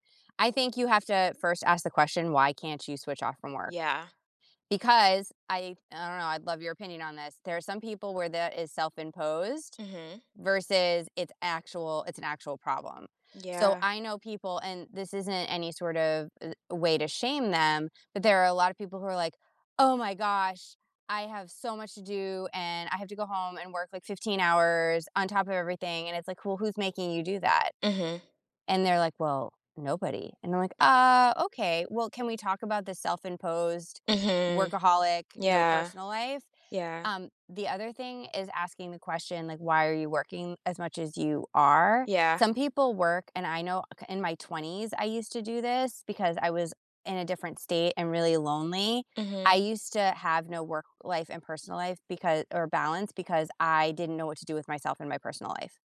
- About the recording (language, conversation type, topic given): English, unstructured, What helps you maintain a healthy balance between your job and your personal life?
- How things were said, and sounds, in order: tapping; drawn out: "Ah"